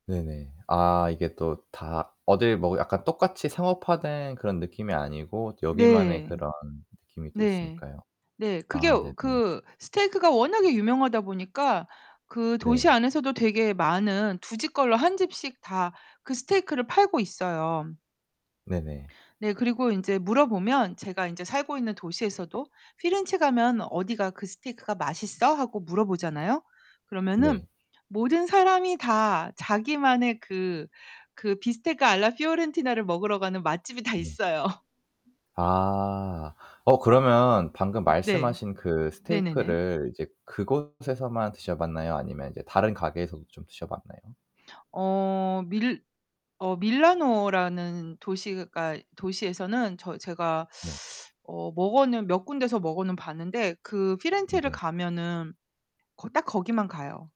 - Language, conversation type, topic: Korean, podcast, 가장 기억에 남는 여행지는 어디였나요?
- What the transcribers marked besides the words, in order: other background noise; distorted speech; laughing while speaking: "있어요"; static; teeth sucking